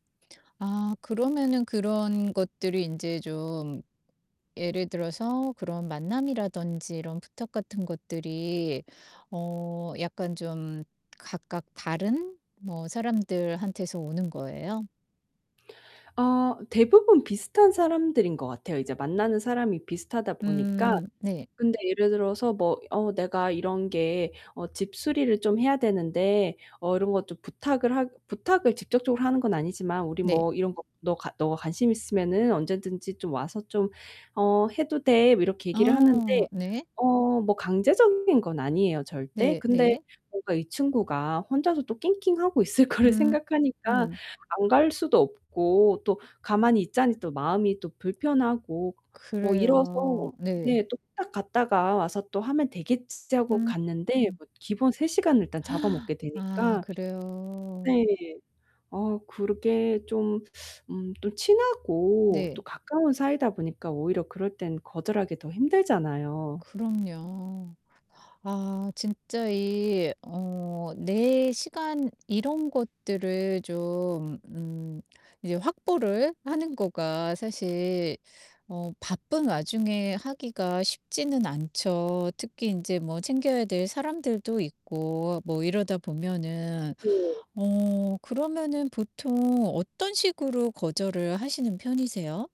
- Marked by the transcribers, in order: static; laughing while speaking: "있을 거를"; gasp
- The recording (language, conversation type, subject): Korean, advice, 타인의 기대에 맞추느라 내 시간이 사라졌던 경험을 설명해 주실 수 있나요?